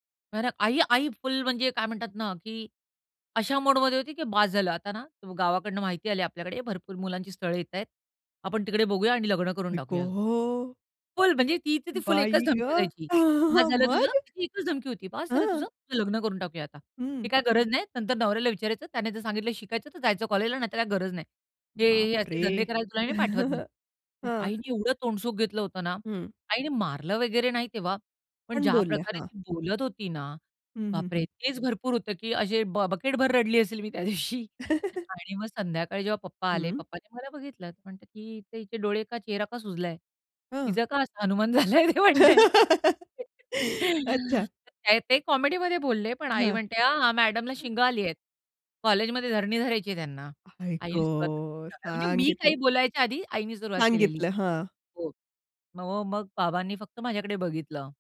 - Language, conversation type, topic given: Marathi, podcast, आई-वडिलांशी न बोलता निर्णय घेतल्यावर काय घडलं?
- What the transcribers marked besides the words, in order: tapping; chuckle; chuckle; other background noise; giggle; laughing while speaking: "त्यादिवशी"; laugh; laughing while speaking: "झालाय ते म्हणतायेत"; chuckle; other noise